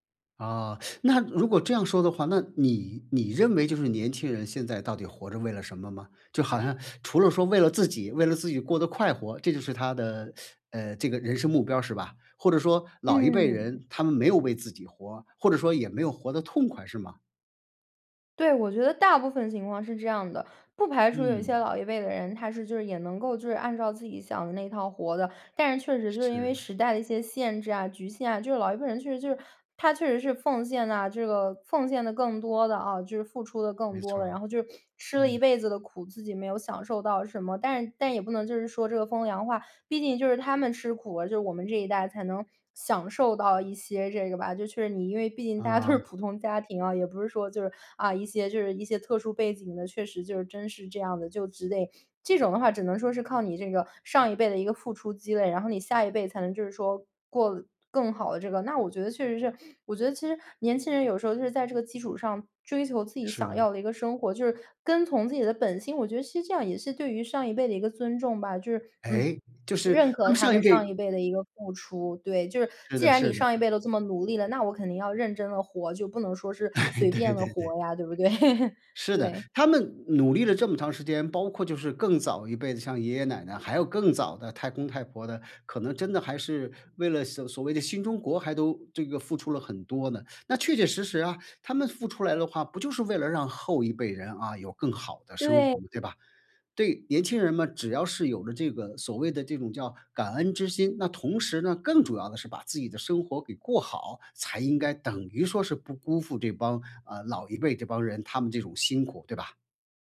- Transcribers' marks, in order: teeth sucking; teeth sucking; laughing while speaking: "都是"; other background noise; chuckle; laughing while speaking: "对 对 对"; chuckle; teeth sucking
- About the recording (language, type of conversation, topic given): Chinese, podcast, 你怎么看代际价值观的冲突与妥协?
- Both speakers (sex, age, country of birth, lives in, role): female, 20-24, China, Sweden, guest; male, 55-59, China, United States, host